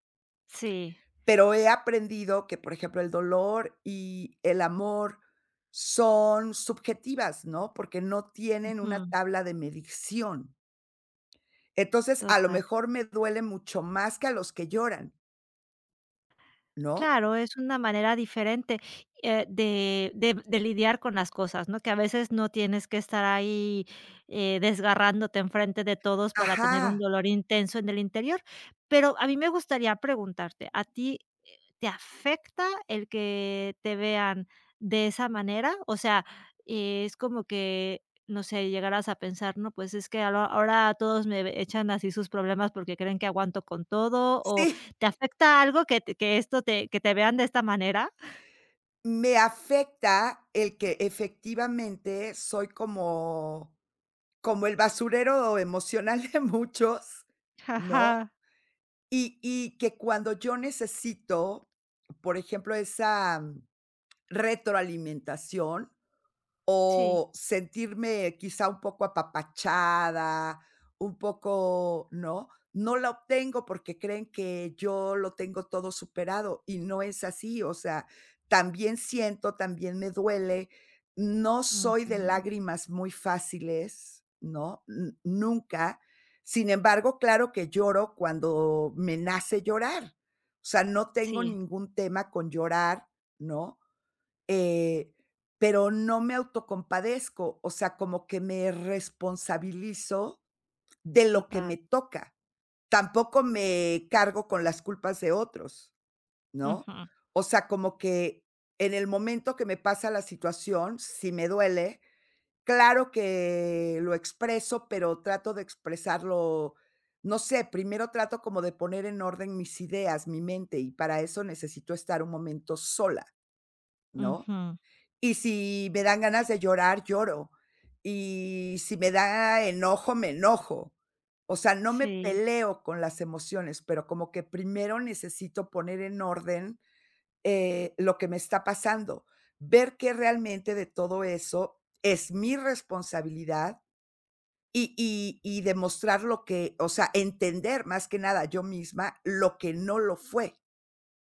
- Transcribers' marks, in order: other background noise; laughing while speaking: "de muchos"
- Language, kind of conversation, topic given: Spanish, advice, ¿Por qué me cuesta practicar la autocompasión después de un fracaso?